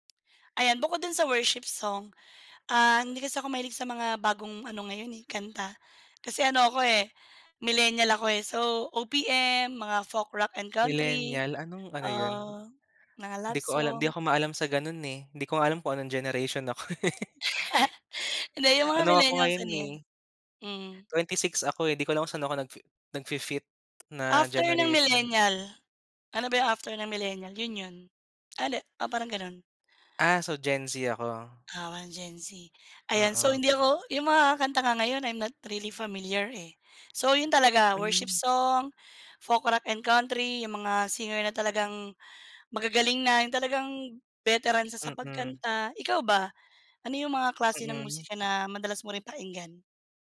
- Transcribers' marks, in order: other background noise; laugh; laughing while speaking: "ako eh"; in English: "I'm not really familiar"
- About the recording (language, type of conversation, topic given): Filipino, unstructured, Paano nakaaapekto sa iyo ang musika sa araw-araw?